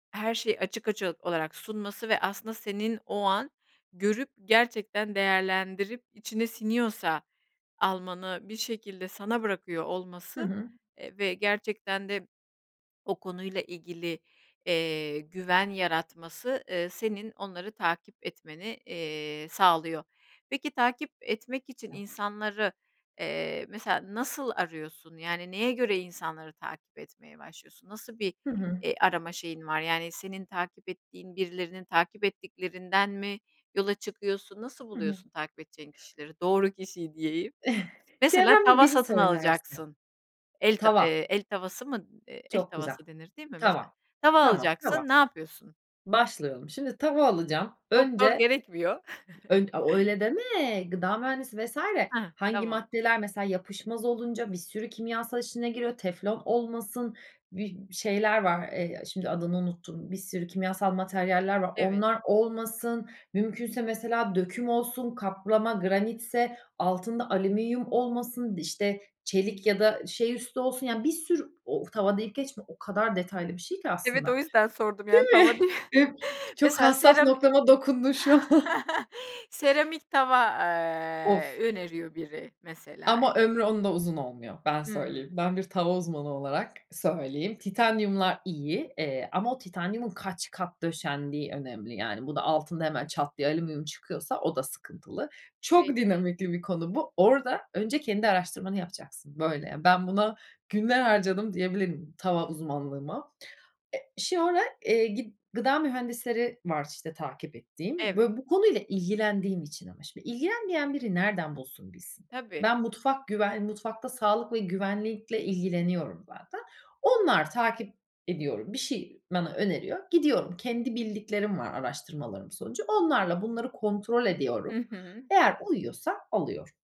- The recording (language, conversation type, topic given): Turkish, podcast, Sosyal medyada samimi olmak senin için ne anlama geliyor?
- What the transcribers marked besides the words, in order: tapping; chuckle; chuckle; laughing while speaking: "tava diye"; chuckle